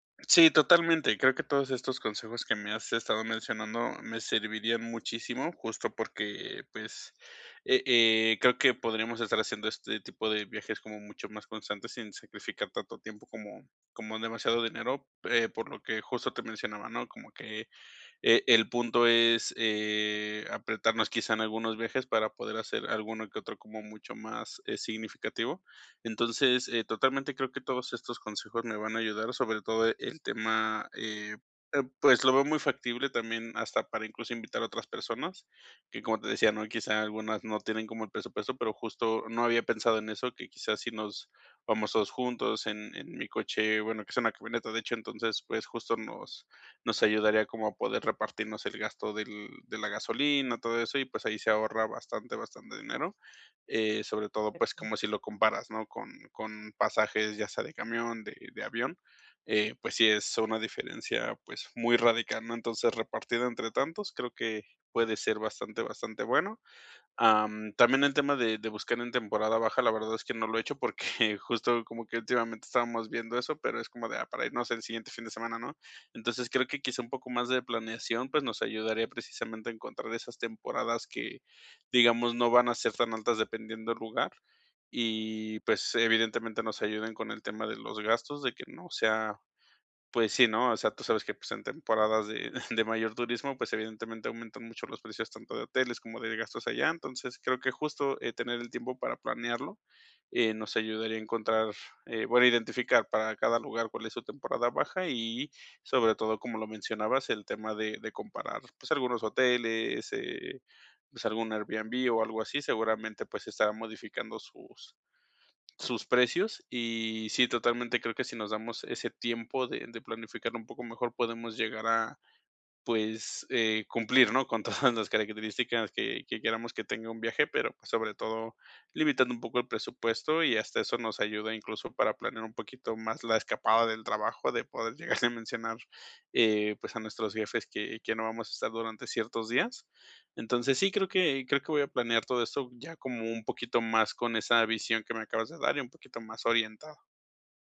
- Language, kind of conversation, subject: Spanish, advice, ¿Cómo puedo viajar más con poco dinero y poco tiempo?
- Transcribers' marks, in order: unintelligible speech; laughing while speaking: "porque"; chuckle; laughing while speaking: "todas"; laughing while speaking: "llegarle"